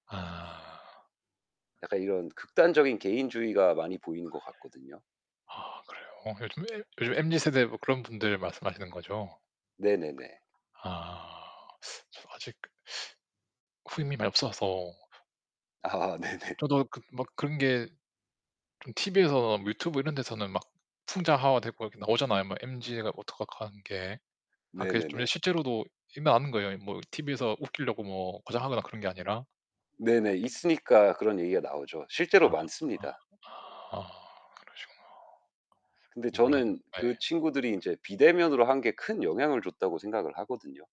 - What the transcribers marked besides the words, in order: other background noise; tapping; laughing while speaking: "네네"; distorted speech; unintelligible speech
- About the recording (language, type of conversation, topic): Korean, unstructured, 미래의 소통 방식은 어떻게 달라질까요?